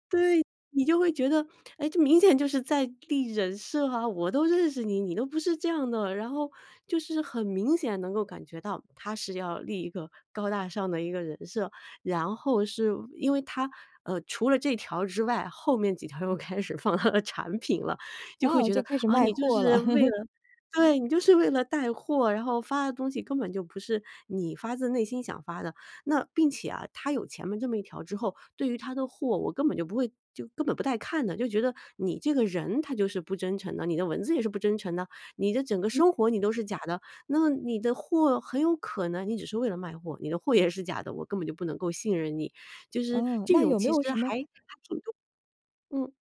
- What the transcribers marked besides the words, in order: laughing while speaking: "开始放她的产品"; laugh; laughing while speaking: "也是"; other background noise
- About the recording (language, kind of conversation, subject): Chinese, podcast, 在网上如何用文字让人感觉真实可信？